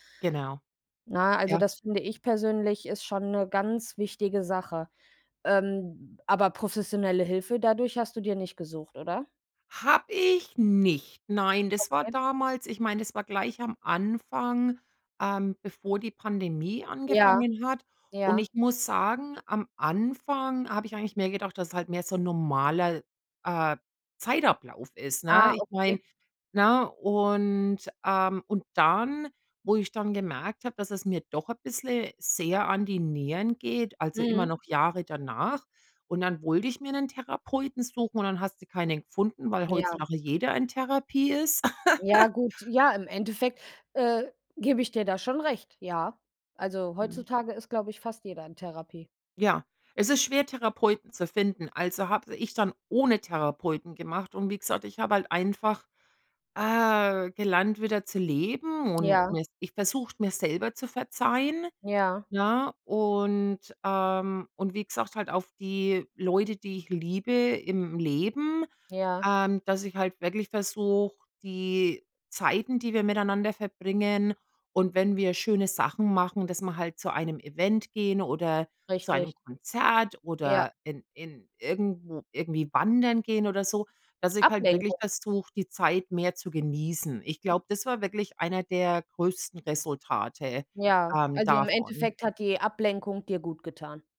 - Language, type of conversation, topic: German, unstructured, Wie kann man mit Schuldgefühlen nach einem Todesfall umgehen?
- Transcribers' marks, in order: angry: "Habe ich nicht"; laugh; other noise